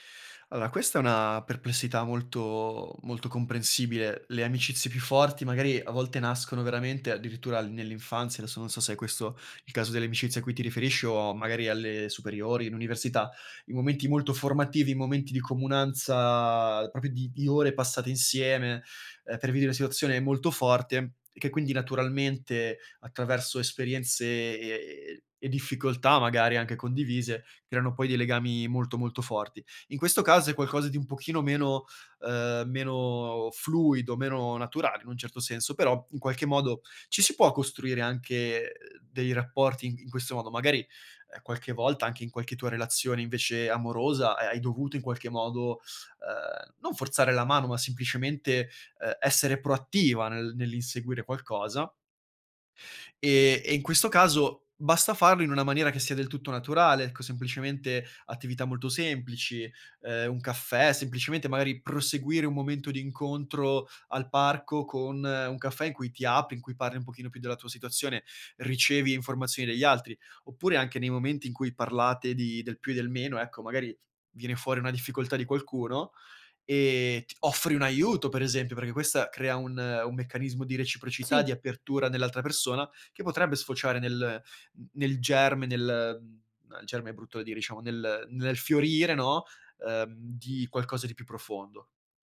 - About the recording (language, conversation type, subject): Italian, advice, Come posso integrarmi in un nuovo gruppo di amici senza sentirmi fuori posto?
- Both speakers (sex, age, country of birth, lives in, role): female, 40-44, Italy, Italy, user; male, 25-29, Italy, Italy, advisor
- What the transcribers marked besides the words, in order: none